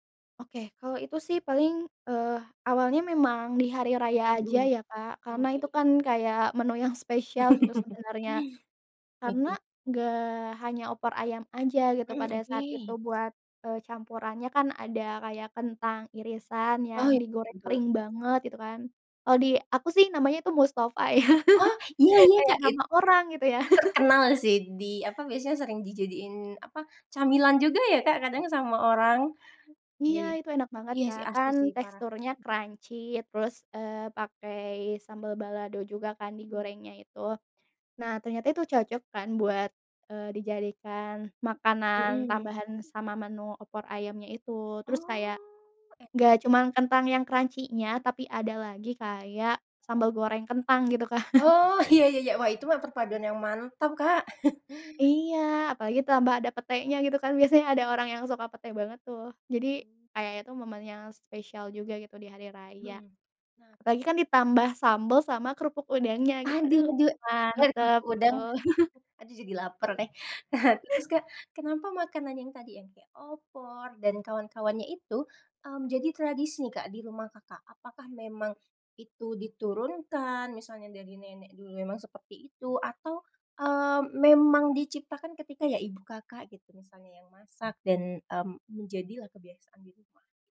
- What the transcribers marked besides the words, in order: laugh; other background noise; laughing while speaking: "ya"; chuckle; laughing while speaking: "ya"; chuckle; tapping; in English: "crunchy"; unintelligible speech; in English: "crunchy-nya"; laughing while speaking: "kan"; chuckle; chuckle
- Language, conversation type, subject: Indonesian, podcast, Apakah ada makanan yang selalu disajikan saat liburan keluarga?